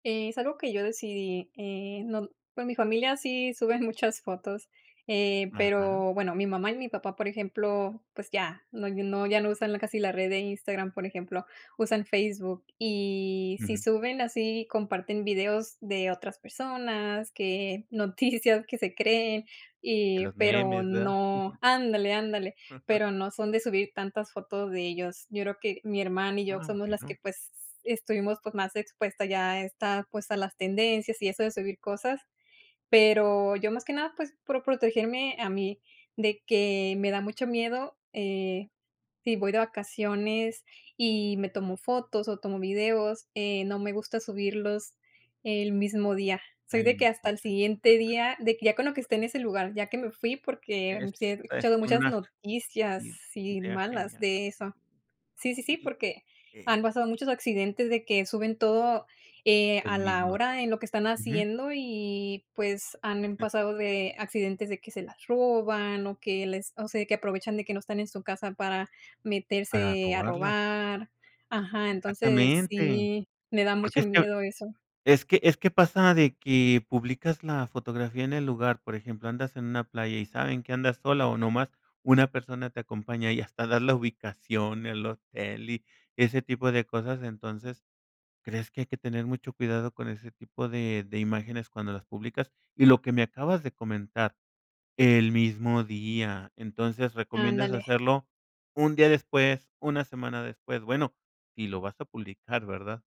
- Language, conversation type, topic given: Spanish, podcast, ¿Qué límites pones al compartir información sobre tu familia en redes sociales?
- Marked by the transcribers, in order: giggle; giggle; chuckle; "por" said as "pro"; other noise